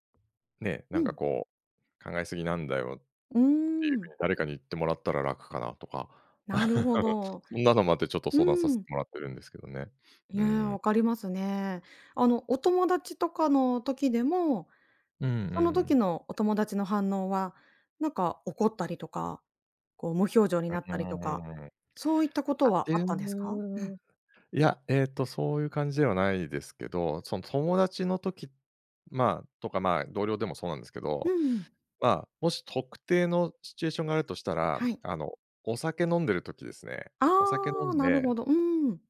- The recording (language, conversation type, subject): Japanese, advice, 会話中に相手を傷つけたのではないか不安で言葉を選んでしまうのですが、どうすればいいですか？
- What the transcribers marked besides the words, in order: laugh